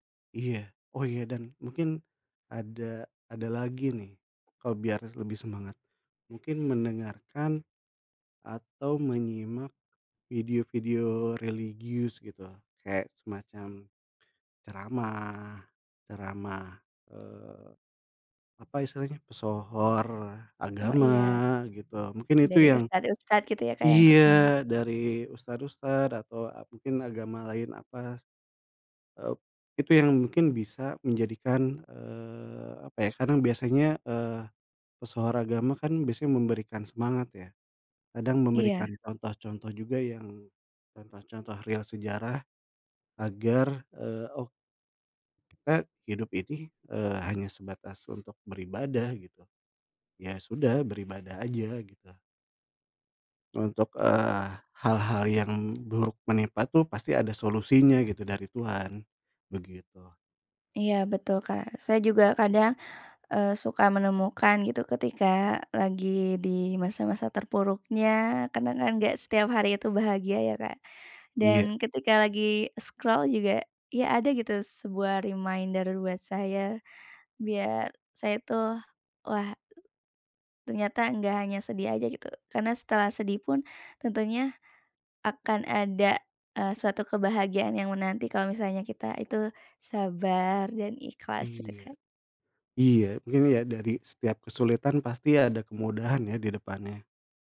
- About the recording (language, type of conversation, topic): Indonesian, unstructured, Apa hal sederhana yang bisa membuat harimu lebih cerah?
- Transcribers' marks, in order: other background noise; tapping; in English: "scroll"; in English: "reminder"